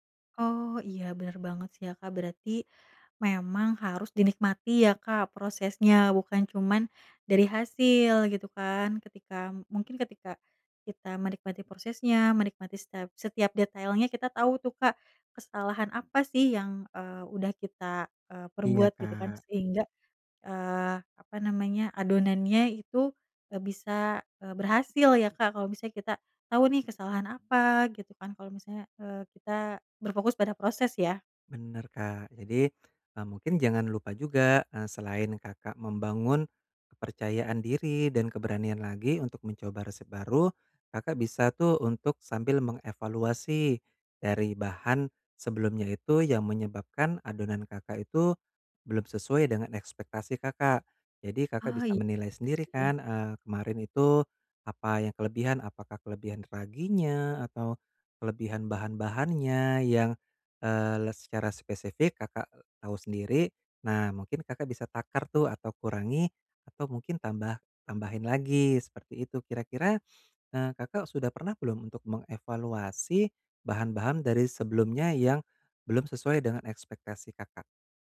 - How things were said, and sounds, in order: none
- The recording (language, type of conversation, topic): Indonesian, advice, Bagaimana cara mengurangi kecemasan saat mencoba resep baru agar lebih percaya diri?